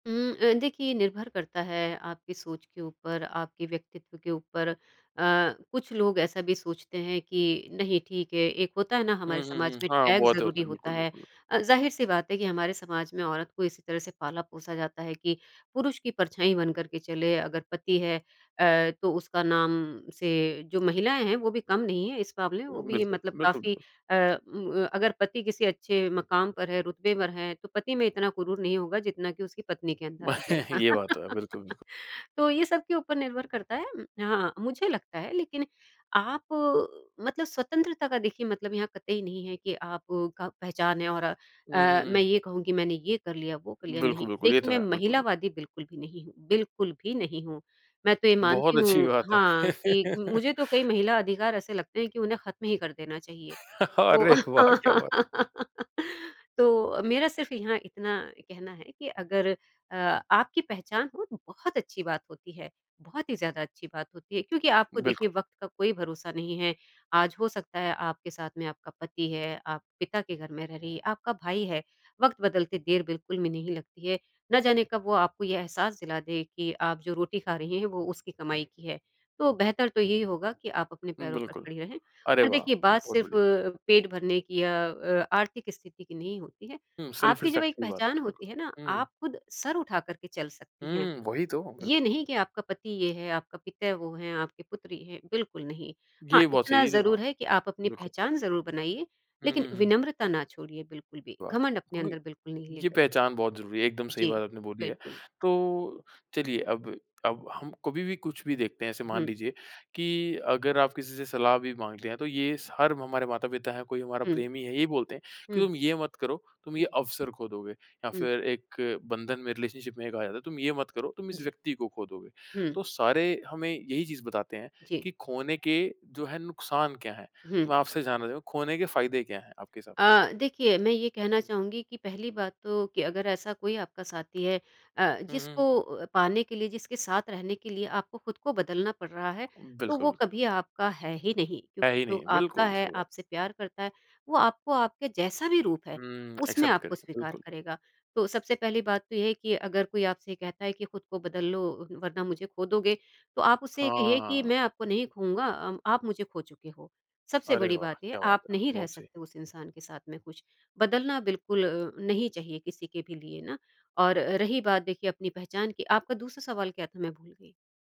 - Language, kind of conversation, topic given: Hindi, podcast, क्या कभी किसी नुकसान के बाद आपने कोई नई मंज़िल खोजी है?
- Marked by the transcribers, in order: in English: "टैग"; tongue click; chuckle; laugh; laughing while speaking: "बात है"; laughing while speaking: "अरे"; laugh; in English: "सेल्फ़ रिस्पेक्ट"; in English: "रिलेशनशिप"; in English: "एक्सेप्ट"